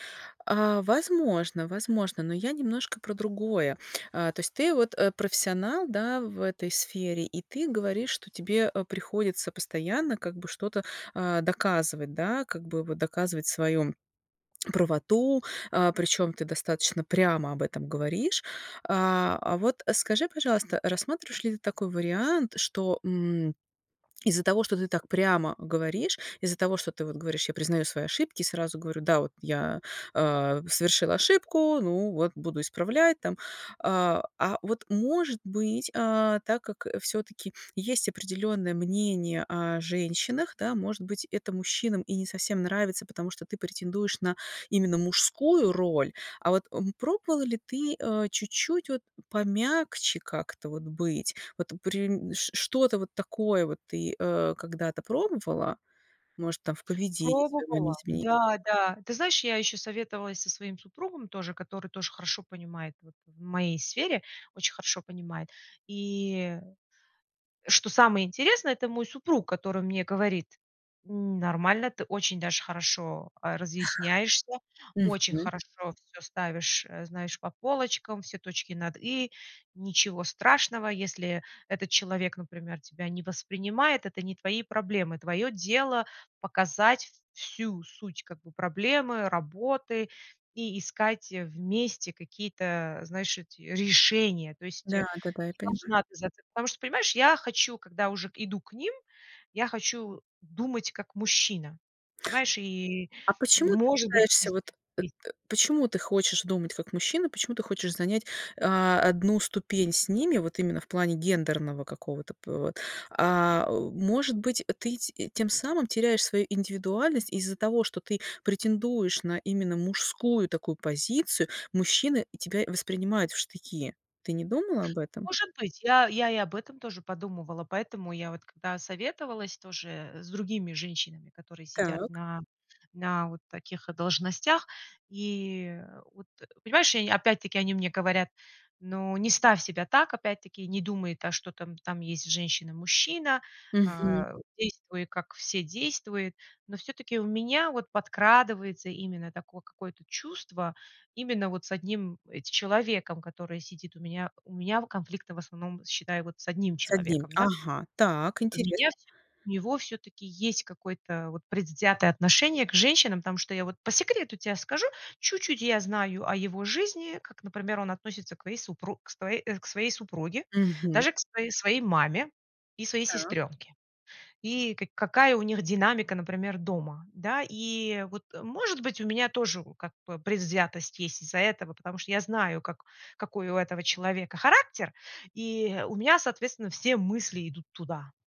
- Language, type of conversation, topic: Russian, advice, Как спокойно и конструктивно дать обратную связь коллеге, не вызывая конфликта?
- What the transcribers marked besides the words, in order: other background noise; chuckle; unintelligible speech; tapping